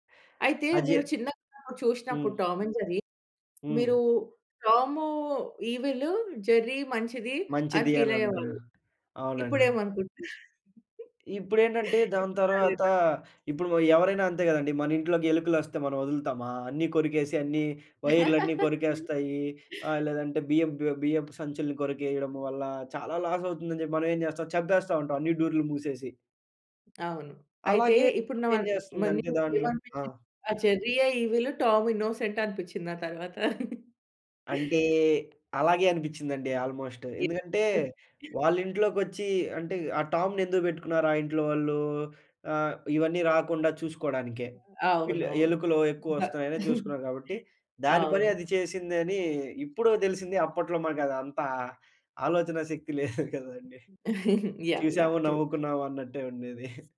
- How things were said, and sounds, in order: in English: "టామ్ ఈవిల్ జెర్రీ"; in English: "ఫీల్"; laugh; laugh; in English: "లాస్"; tapping; unintelligible speech; in English: "ఇన్నోసెంట్"; laugh; in English: "ఆల్మోస్ట్"; other noise; chuckle; laughing while speaking: "లేదు కదండీ"; chuckle; in English: "యాహ్, యాహ్ ట్రూ"; chuckle
- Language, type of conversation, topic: Telugu, podcast, చిన్నతనంలో మీరు చూసిన టెలివిజన్ కార్యక్రమం ఏది?